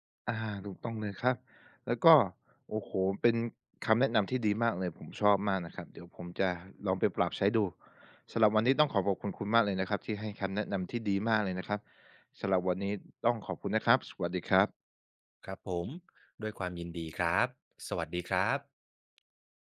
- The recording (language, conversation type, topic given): Thai, advice, เมื่อฉันยุ่งมากจนไม่มีเวลาไปฟิตเนส ควรจัดสรรเวลาออกกำลังกายอย่างไร?
- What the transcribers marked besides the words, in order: other background noise